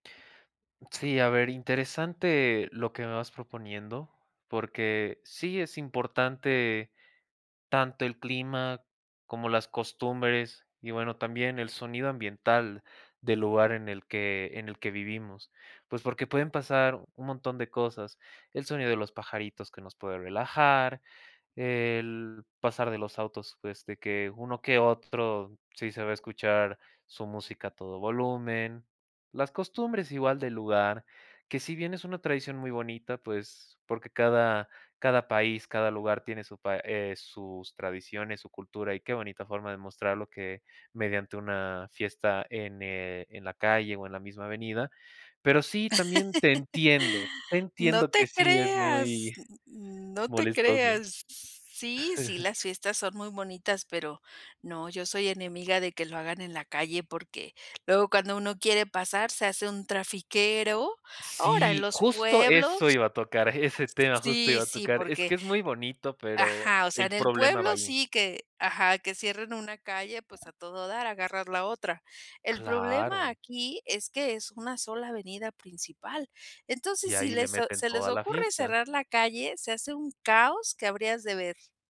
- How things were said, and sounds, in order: other noise; laugh; chuckle; tapping
- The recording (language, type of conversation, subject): Spanish, advice, ¿Qué puedo hacer si me siento desorientado por el clima, el ruido y las costumbres del lugar al que me mudé?